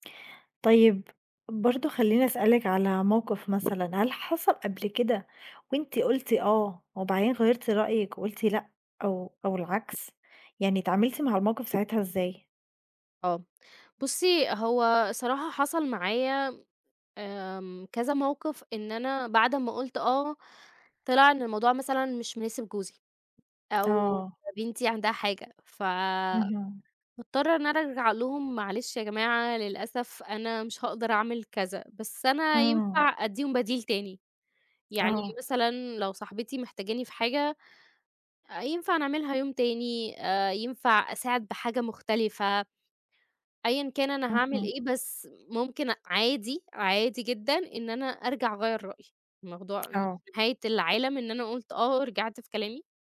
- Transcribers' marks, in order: tapping; other background noise
- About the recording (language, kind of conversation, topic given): Arabic, podcast, إزاي بتعرف إمتى تقول أيوه وإمتى تقول لأ؟